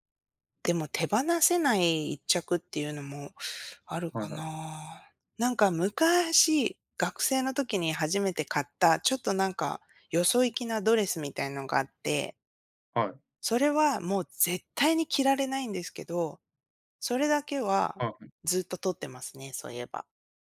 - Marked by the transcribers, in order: other background noise
- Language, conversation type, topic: Japanese, podcast, 自分の服の好みはこれまでどう変わってきましたか？